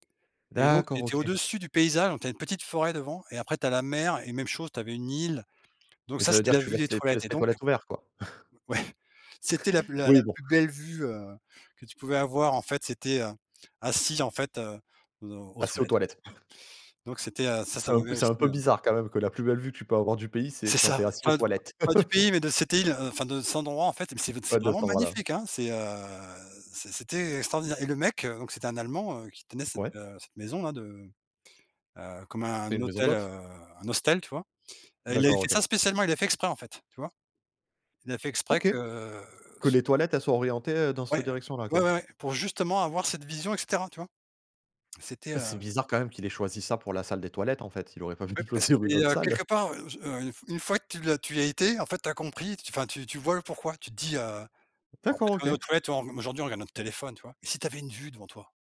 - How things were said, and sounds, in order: chuckle; chuckle; chuckle; in English: "hostel"; drawn out: "que"; laughing while speaking: "pu choisir"; chuckle; tapping
- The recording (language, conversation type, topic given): French, unstructured, Quelle destination t’a le plus émerveillé ?